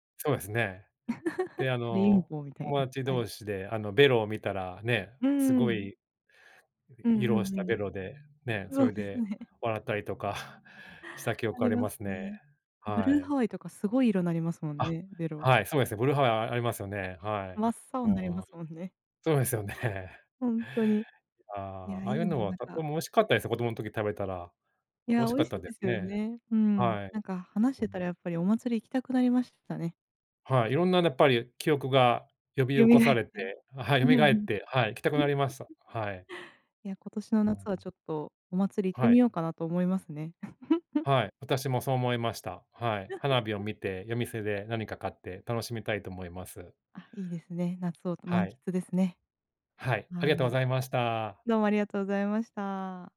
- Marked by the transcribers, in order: chuckle; scoff; chuckle; laughing while speaking: "そうですよね"; chuckle; giggle; chuckle
- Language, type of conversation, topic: Japanese, unstructured, 祭りに参加した思い出はありますか？
- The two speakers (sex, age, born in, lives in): female, 30-34, Japan, Japan; male, 45-49, Japan, United States